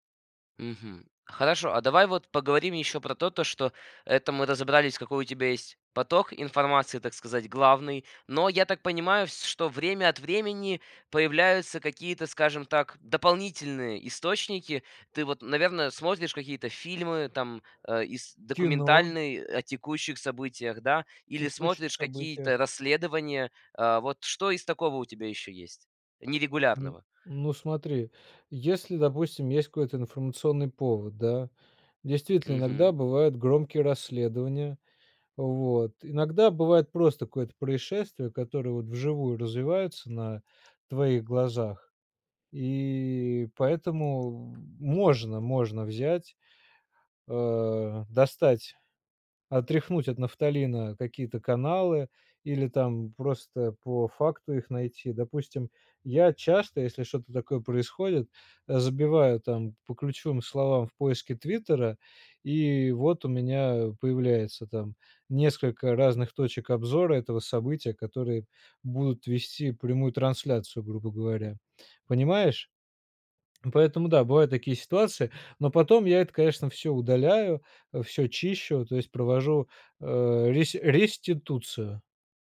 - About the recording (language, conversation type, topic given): Russian, podcast, Какие приёмы помогают не тонуть в потоке информации?
- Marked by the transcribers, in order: other background noise